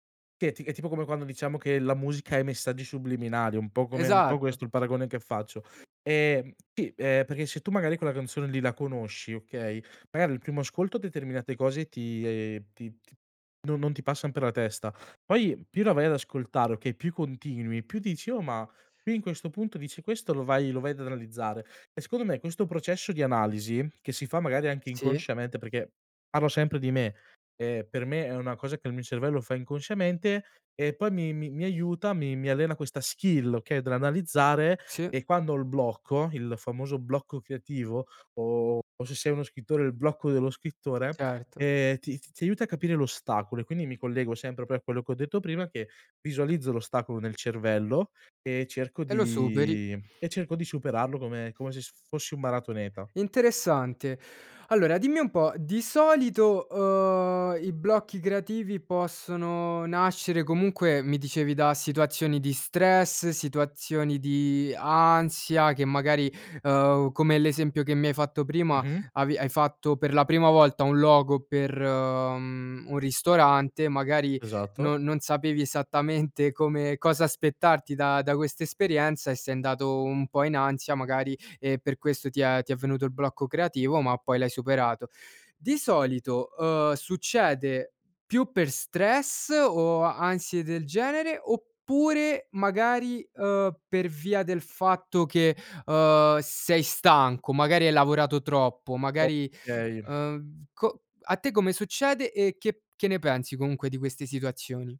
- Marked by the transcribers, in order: other background noise; tapping; in English: "skill"
- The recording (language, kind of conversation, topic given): Italian, podcast, Come superi il blocco creativo quando ti fermi, sai?